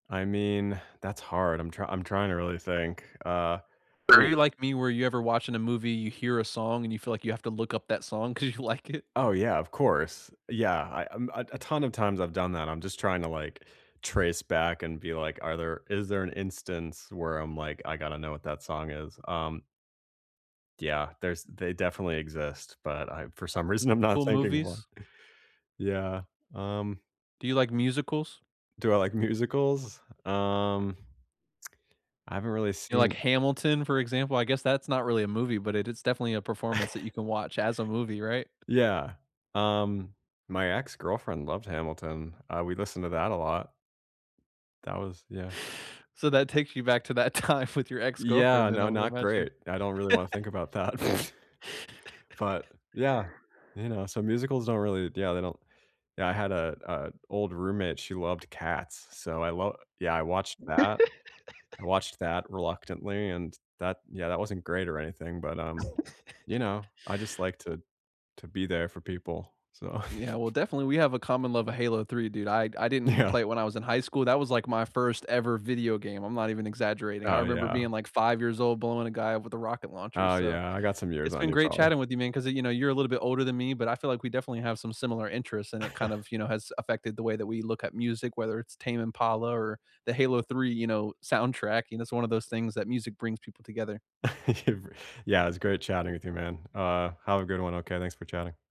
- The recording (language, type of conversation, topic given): English, unstructured, Which songs feel like the soundtrack to your life right now, and what moments make them yours?
- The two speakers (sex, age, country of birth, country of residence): male, 35-39, United States, United States; male, 60-64, United States, United States
- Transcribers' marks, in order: laughing while speaking: "'cause you like it?"; other background noise; laughing while speaking: "I'm not thinking"; laughing while speaking: "musicals"; tsk; chuckle; laughing while speaking: "time"; chuckle; laughing while speaking: "that"; chuckle; scoff; laugh; laugh; chuckle; laughing while speaking: "Yeah"; chuckle; chuckle; laughing while speaking: "It bri"